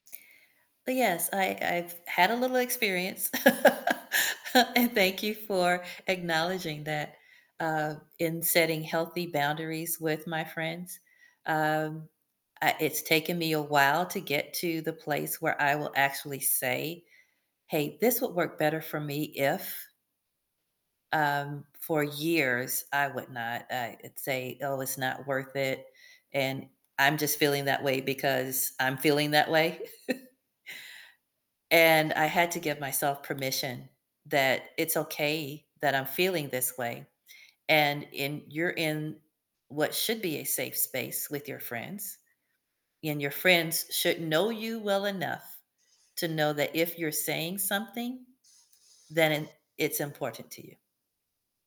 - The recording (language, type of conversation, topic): English, unstructured, What role do your friends play in helping you learn better?
- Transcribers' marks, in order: laugh; chuckle